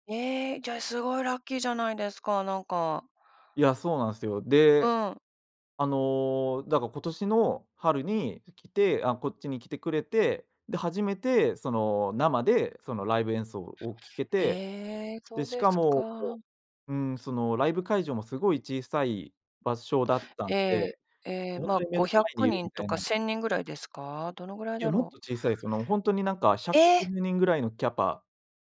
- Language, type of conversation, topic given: Japanese, podcast, 好きなアーティストとはどんなふうに出会いましたか？
- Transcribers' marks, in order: none